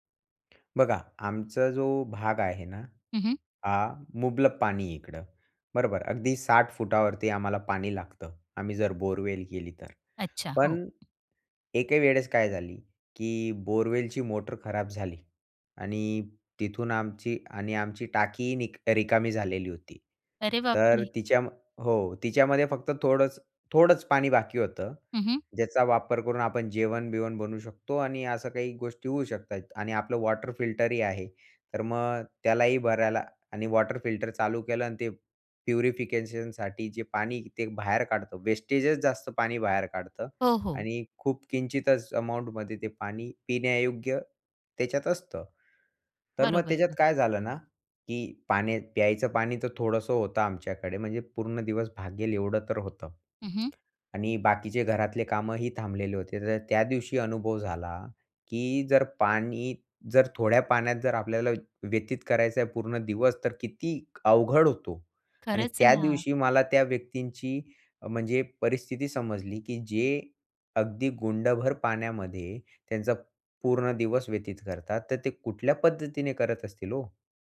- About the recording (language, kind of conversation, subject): Marathi, podcast, घरात पाण्याची बचत प्रभावीपणे कशी करता येईल, आणि त्याबाबत तुमचा अनुभव काय आहे?
- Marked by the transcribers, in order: other background noise; in English: "वॉटर फिल्टरही"; in English: "वॉटर फिल्टर"; in English: "प्युरिफिकेशनसाठी"; in English: "वेस्टेजच"; in English: "अमाऊंटमध्ये"